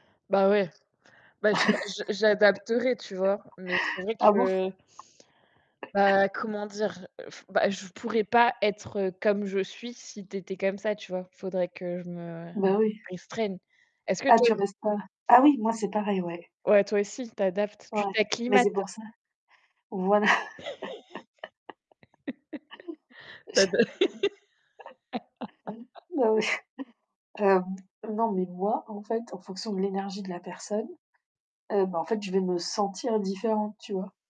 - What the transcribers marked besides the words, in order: chuckle; distorted speech; chuckle; laugh; laughing while speaking: "ta da"; laughing while speaking: "oui !"; chuckle; laugh
- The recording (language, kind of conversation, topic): French, unstructured, La sagesse vient-elle de l’expérience ou de l’éducation ?